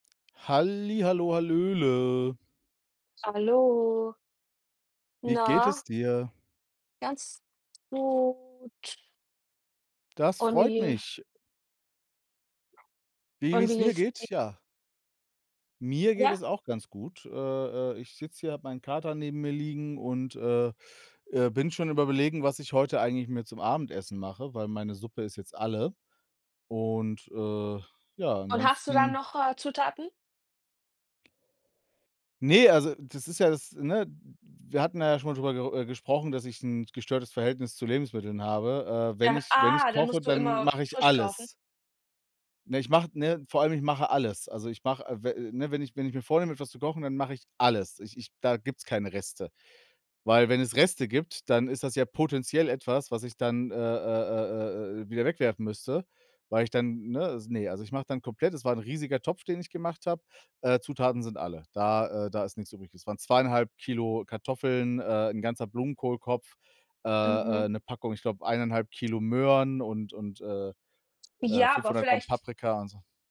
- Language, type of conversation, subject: German, unstructured, Wie gehst du mit Enttäuschungen im Leben um?
- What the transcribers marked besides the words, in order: joyful: "Halli, hallo, hallöle"; drawn out: "gut"; other background noise; stressed: "alles"; stressed: "alles"